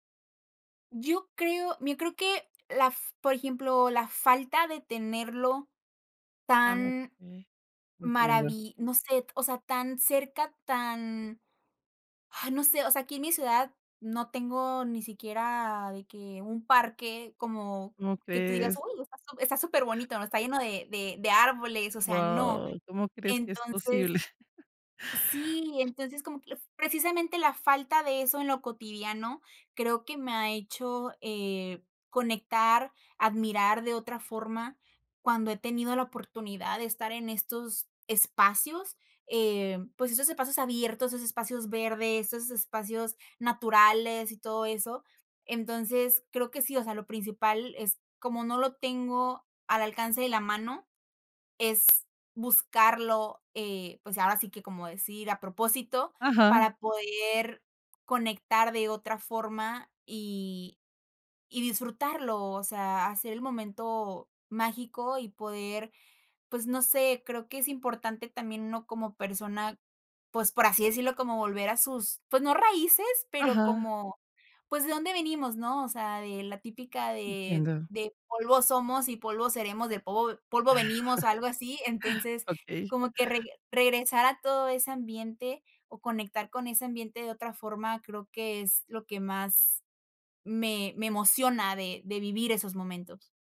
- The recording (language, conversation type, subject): Spanish, podcast, Cuéntame sobre una experiencia que te conectó con la naturaleza
- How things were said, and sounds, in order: chuckle; chuckle